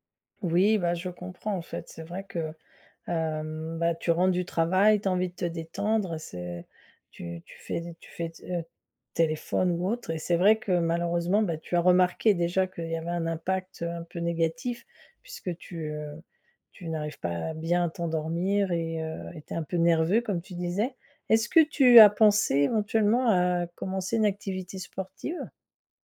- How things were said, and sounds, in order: none
- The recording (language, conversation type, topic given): French, advice, Comment puis-je réussir à déconnecter des écrans en dehors du travail ?
- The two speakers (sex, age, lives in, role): female, 50-54, France, advisor; male, 20-24, France, user